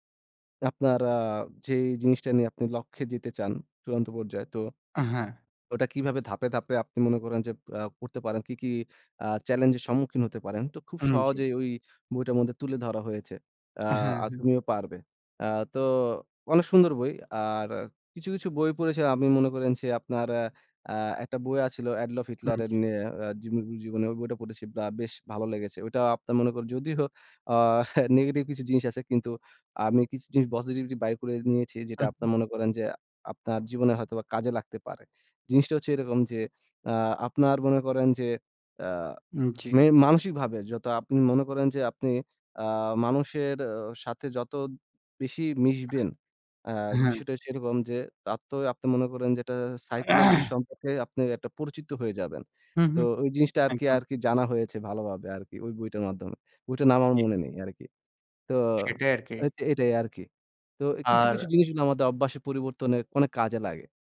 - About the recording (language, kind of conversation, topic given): Bengali, unstructured, নিজেকে উন্নত করতে কোন কোন অভ্যাস তোমাকে সাহায্য করে?
- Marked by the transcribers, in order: tapping; other noise; laughing while speaking: "যদিও আ"; throat clearing